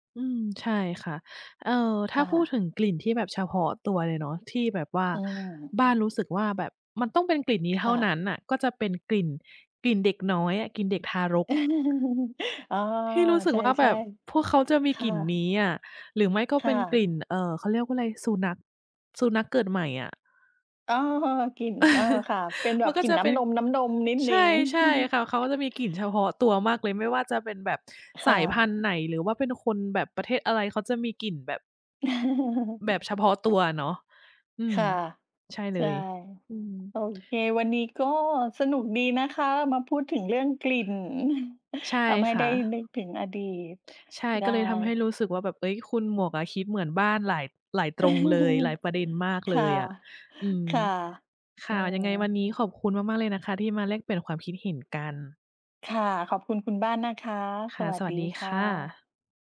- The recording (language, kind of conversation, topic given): Thai, unstructured, เคยมีกลิ่นอะไรที่ทำให้คุณนึกถึงความทรงจำเก่า ๆ ไหม?
- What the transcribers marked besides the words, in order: chuckle; other background noise; chuckle; laugh; chuckle; chuckle